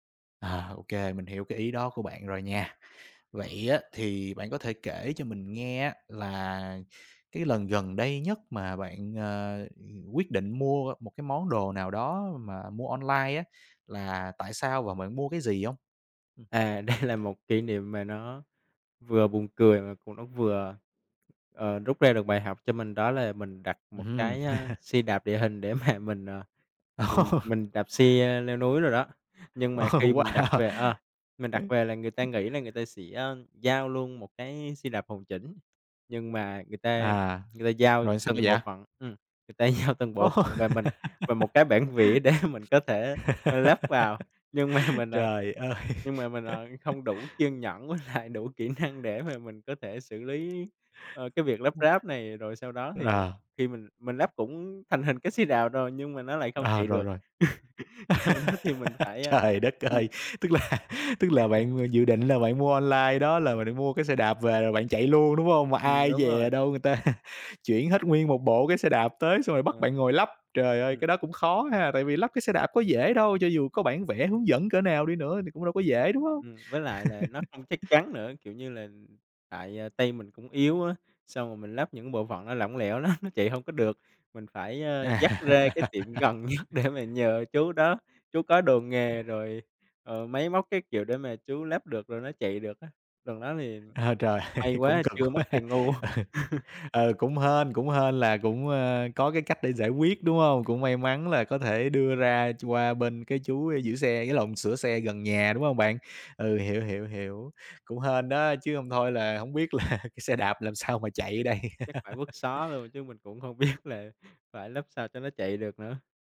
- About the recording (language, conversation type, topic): Vietnamese, podcast, Trải nghiệm mua sắm trực tuyến đáng nhớ nhất của bạn là gì?
- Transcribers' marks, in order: tapping; laughing while speaking: "đây"; laugh; laughing while speaking: "mà"; laughing while speaking: "Ờ"; laughing while speaking: "Ờ wow!"; laughing while speaking: "giao"; laugh; laughing while speaking: "để"; laughing while speaking: "mà"; laugh; laughing while speaking: "lại"; laughing while speaking: "năng"; other background noise; laugh; laughing while speaking: "Trời"; laughing while speaking: "là"; laugh; laughing while speaking: "Sau đó"; chuckle; laugh; laugh; laughing while speaking: "lắm"; laugh; laughing while speaking: "gần nhất"; laughing while speaking: "trời ơi cũng cực quá ha, ừ"; laugh; laughing while speaking: "là"; laughing while speaking: "đây"; laugh; laughing while speaking: "biết"